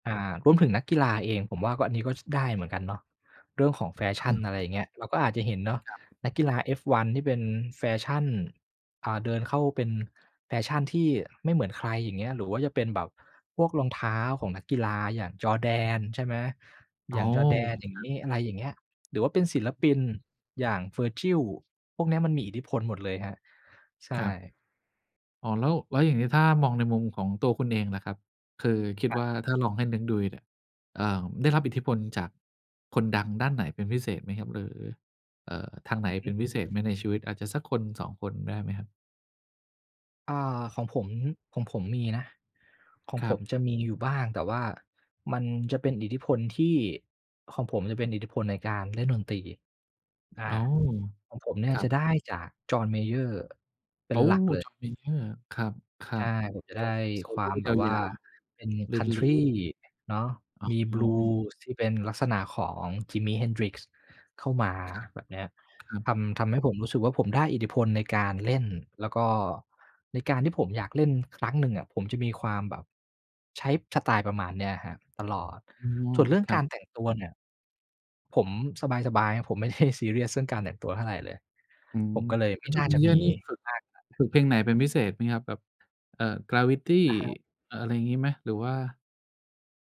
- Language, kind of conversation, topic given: Thai, podcast, คนดังมีอิทธิพลต่อความคิดของแฟนๆ อย่างไร?
- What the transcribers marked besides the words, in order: laughing while speaking: "ได้"